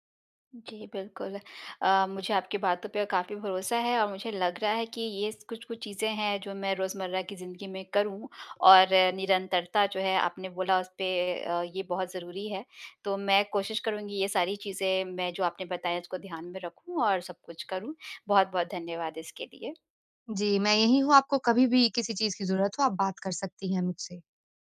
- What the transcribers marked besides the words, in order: none
- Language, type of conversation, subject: Hindi, advice, दिनचर्या लिखने और आदतें दर्ज करने की आदत कैसे टूट गई?